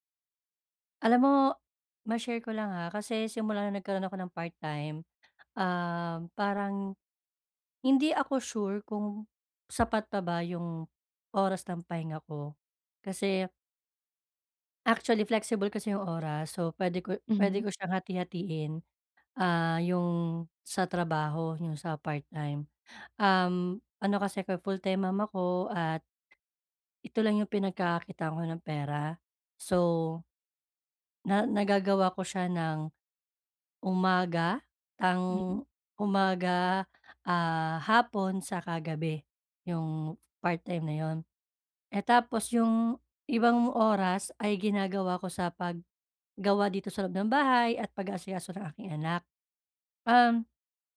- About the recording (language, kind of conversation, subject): Filipino, advice, Paano ko mababalanse ang trabaho at oras ng pahinga?
- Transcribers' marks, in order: none